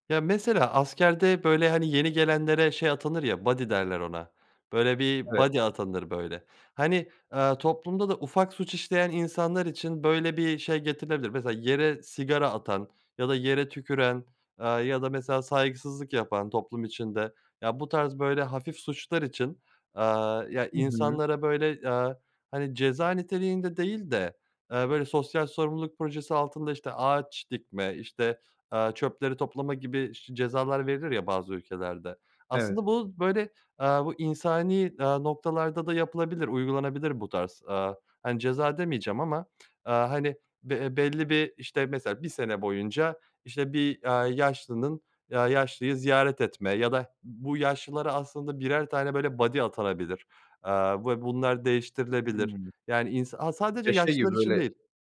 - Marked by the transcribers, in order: in English: "buddy"; other background noise; in English: "buddy"; in English: "buddy"
- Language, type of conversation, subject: Turkish, podcast, Yaşlıların yalnızlığını azaltmak için neler yapılabilir?